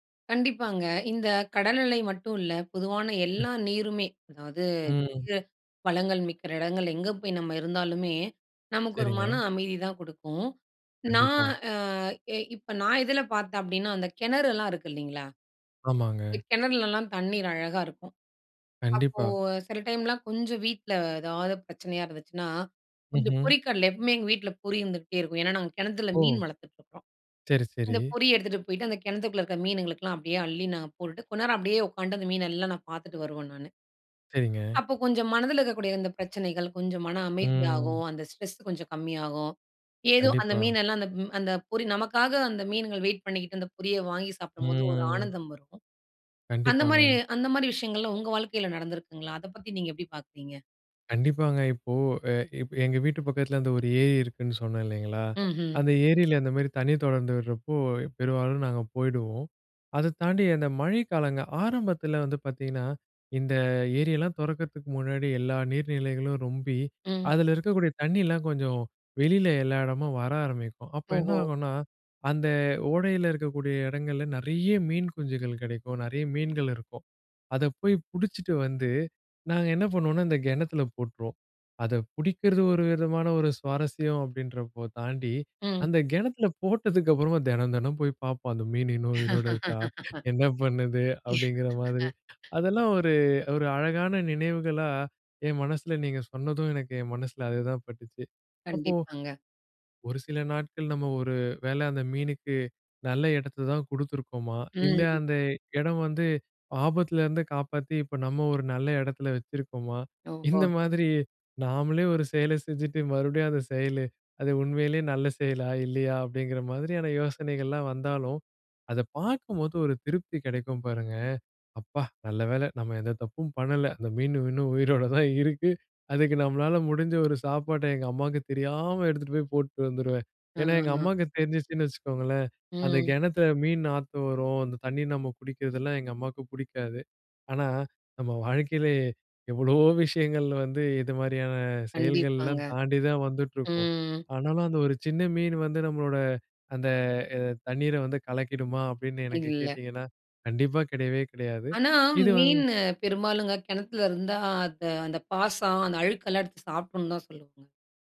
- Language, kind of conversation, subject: Tamil, podcast, தண்ணீர் அருகே அமர்ந்திருப்பது மனஅமைதிக்கு எப்படி உதவுகிறது?
- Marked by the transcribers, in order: drawn out: "ம்"; in English: "ஸ்ட்ரெஸ்"; drawn out: "ம்"; laugh; laughing while speaking: "உயிரோட இருக்கா? என்ன பண்ணுது?"; laugh; drawn out: "ம்"